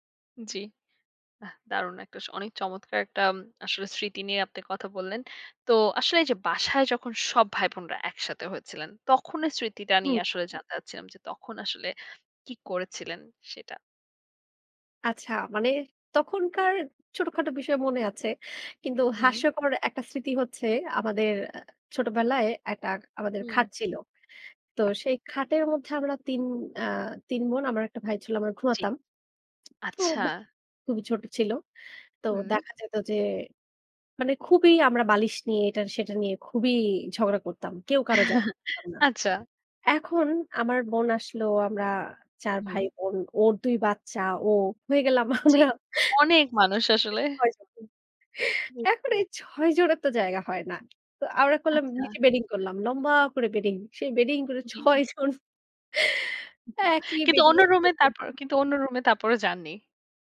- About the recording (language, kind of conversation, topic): Bengali, podcast, পরিবারের সঙ্গে আপনার কোনো বিশেষ মুহূর্তের কথা বলবেন?
- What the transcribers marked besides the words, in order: tapping; chuckle; laughing while speaking: "হয়ে গেলাম আমরা ছয় এখন এই ছয় জনের তো জায়গা হয় না"; unintelligible speech; laughing while speaking: "ছয় জন একই বেডিং এ শুয়েছিলাম"; unintelligible speech